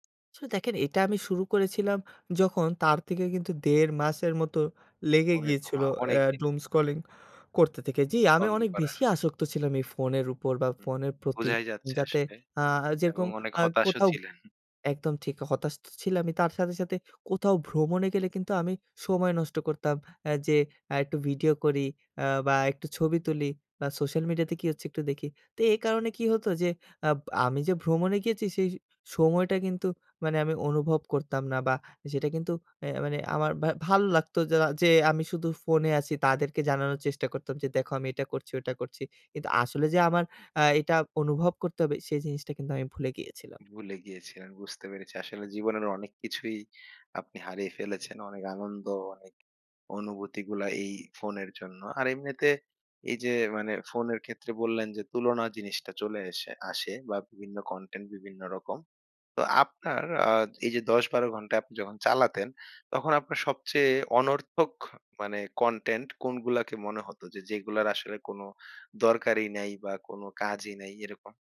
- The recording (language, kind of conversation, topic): Bengali, podcast, ডুমস্ক্রলিং থেকে কীভাবে নিজেকে বের করে আনেন?
- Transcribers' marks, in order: in English: "doom scrolling"; yawn; other background noise